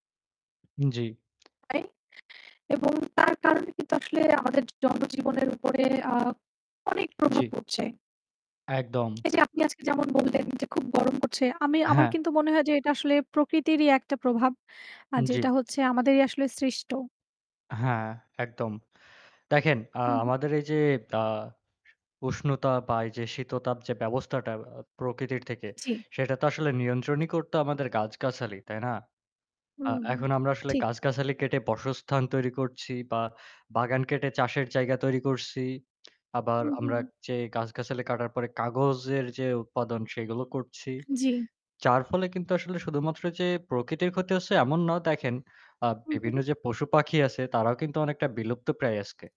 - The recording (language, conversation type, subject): Bengali, unstructured, আপনি কী মনে করেন, প্রাকৃতিক ঘটনাগুলো আমাদের জীবনকে কীভাবে বদলে দিয়েছে?
- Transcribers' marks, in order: unintelligible speech; distorted speech; other background noise; "বাসস্থান" said as "বসস্থান"